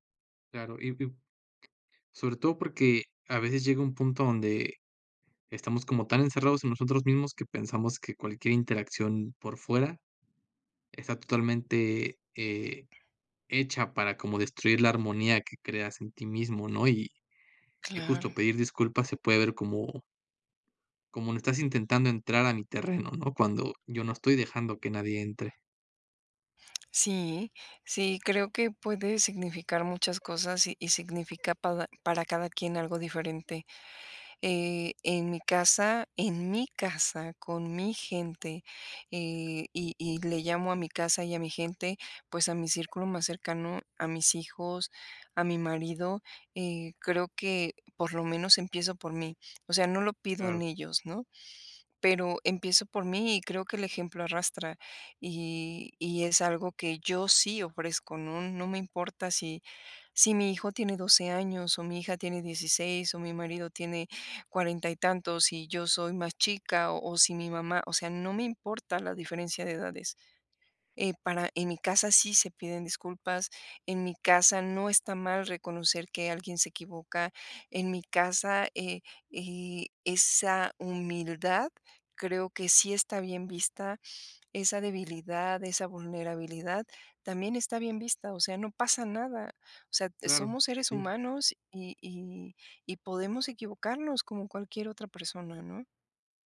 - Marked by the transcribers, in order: other background noise
- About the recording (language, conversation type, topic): Spanish, podcast, ¿Cómo piden disculpas en tu hogar?